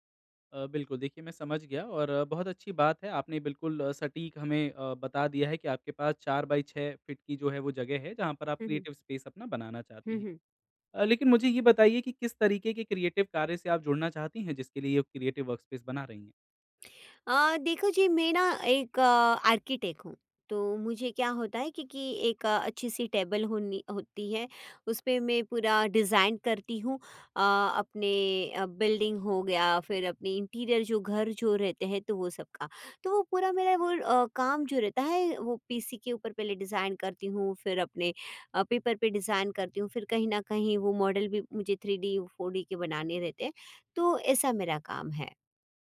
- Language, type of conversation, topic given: Hindi, advice, मैं अपने रचनात्मक कार्यस्थल को बेहतर तरीके से कैसे व्यवस्थित करूँ?
- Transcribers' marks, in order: in English: "बाय"; in English: "क्रिएटिव स्पेस"; in English: "क्रिएटिव"; in English: "क्रिएटिव वर्कस्पेस"; in English: "आर्किटेक्ट"; in English: "टेबल"; in English: "डिज़ाइन"; in English: "इंटीरियर"; in English: "डिज़ाइन"; in English: "पेपर"; in English: "डिज़ाइन"; in English: "मॉडल"